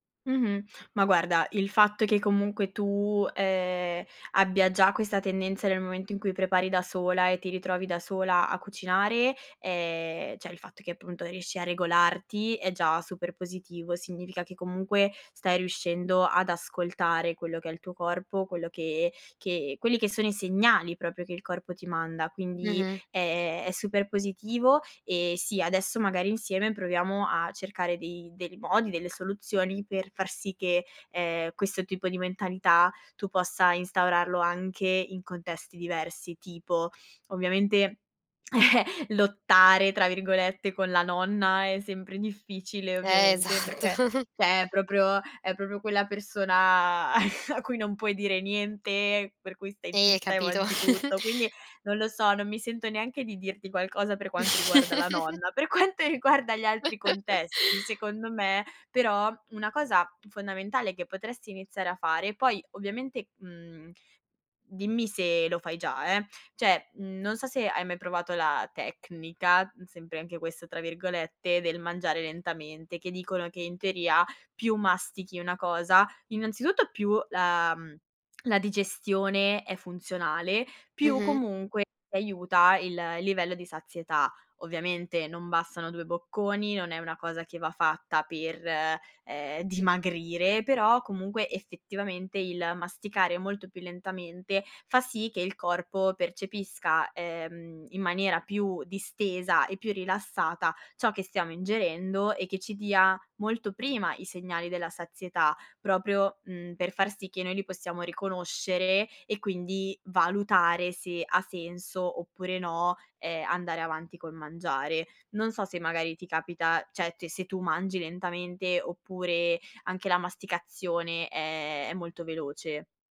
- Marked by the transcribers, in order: "cioè" said as "ceh"; tongue click; chuckle; laughing while speaking: "Eh, esatto"; "cioè" said as "ceh"; laughing while speaking: "quella persona a cui non … e mangi tutto"; chuckle; snort; laugh; laughing while speaking: "Per quanto riguarda gli altri contesti"; lip smack; "cioè" said as "ceh"
- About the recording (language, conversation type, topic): Italian, advice, Come posso imparare a riconoscere la mia fame e la sazietà prima di mangiare?
- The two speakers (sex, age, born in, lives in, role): female, 20-24, Italy, Italy, user; female, 25-29, Italy, Italy, advisor